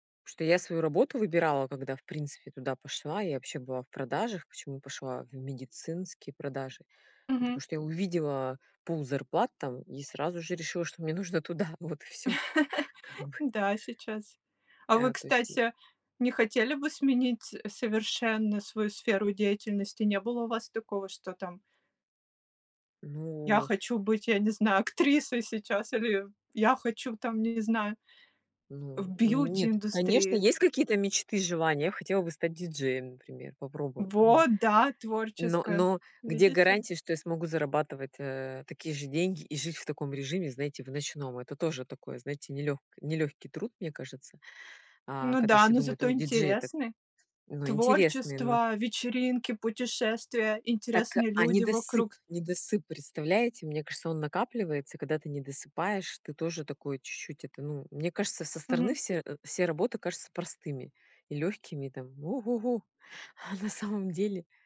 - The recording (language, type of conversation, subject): Russian, unstructured, Как вы выбираете между высокой зарплатой и интересной работой?
- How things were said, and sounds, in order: "Потому что" said as "птушто"; chuckle; stressed: "актрисой"; tapping